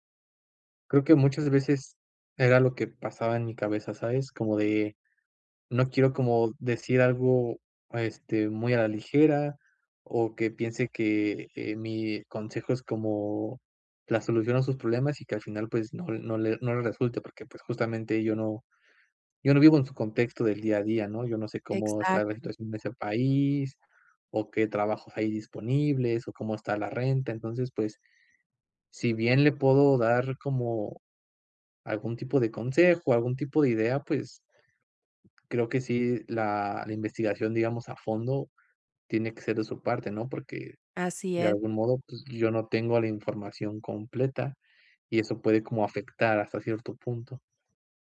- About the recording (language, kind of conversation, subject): Spanish, advice, ¿Cómo puedo apoyar a alguien que está atravesando cambios importantes en su vida?
- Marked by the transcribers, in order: other background noise